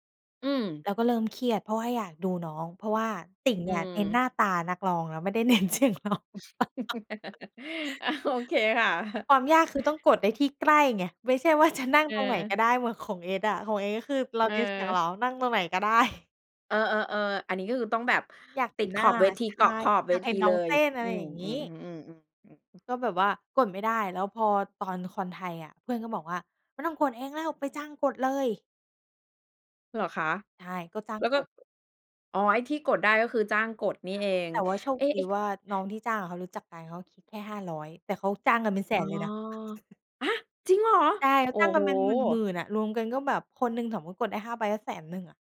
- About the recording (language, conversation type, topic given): Thai, podcast, เล่าประสบการณ์ไปดูคอนเสิร์ตที่ประทับใจที่สุดของคุณให้ฟังหน่อยได้ไหม?
- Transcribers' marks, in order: laughing while speaking: "เน้นเสียงร้อง"; laugh; chuckle; laughing while speaking: "จะ"; tapping; surprised: "ฮะ ! จริงเหรอ ?"